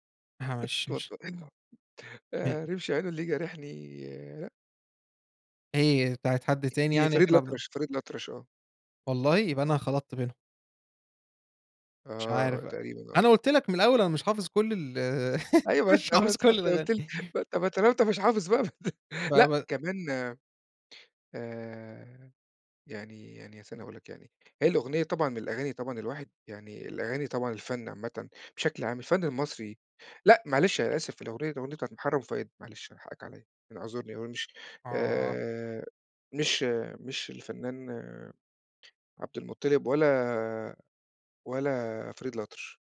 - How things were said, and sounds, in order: unintelligible speech; unintelligible speech; unintelligible speech; unintelligible speech; laugh
- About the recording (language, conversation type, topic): Arabic, podcast, إيه الأغنية اللي بتسمعها لما بيتك القديم بيوحشك؟